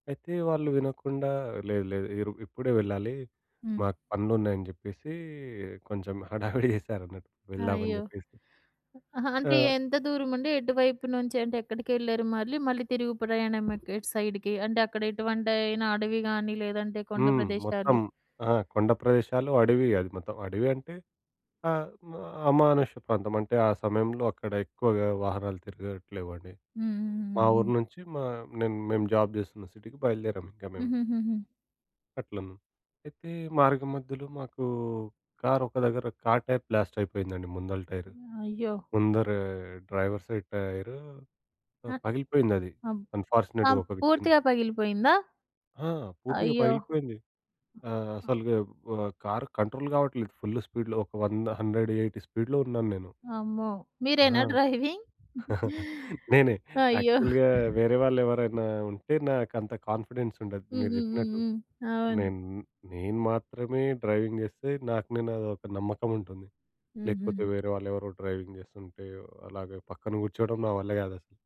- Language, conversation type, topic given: Telugu, podcast, సాధారణ రోజుల్లోనూ ఆత్మవిశ్వాసంగా కనిపించడానికి మీరు ఏ మార్గాలు అనుసరిస్తారు?
- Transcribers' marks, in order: laughing while speaking: "హడావిడి చేసారన్నట్టు"; other background noise; tapping; in English: "సైడ్‌కి?"; in English: "జాబ్"; in English: "సిటీకి"; in English: "టైప్ బ్లాస్ట్"; in English: "డ్రైవర్ సైడ్"; in English: "అన్‌ఫార్చునేట్‌గా"; other noise; in English: "కంట్రోల్"; in English: "ఫుల్ స్పీడ్‌లో"; in English: "హండ్రెడ్ ఎయిటీ స్పీడ్‌లో"; chuckle; in English: "యాక్చువల్‌గా"; in English: "డ్రైవింగ్?"; chuckle; in English: "కాన్ఫిడెన్స్"; in English: "డ్రైవింగ్"; in English: "డ్రైవింగ్"